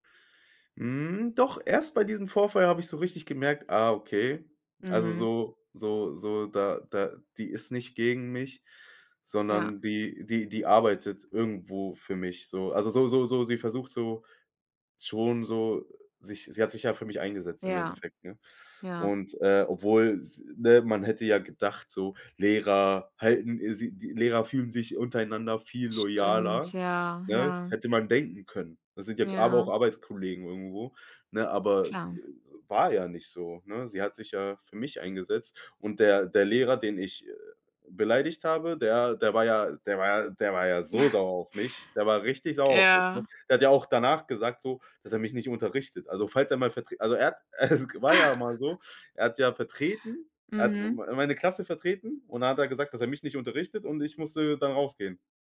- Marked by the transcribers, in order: stressed: "mich"; stressed: "so"; chuckle; chuckle; giggle
- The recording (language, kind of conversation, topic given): German, podcast, Was war deine prägendste Begegnung mit einem Lehrer oder Mentor?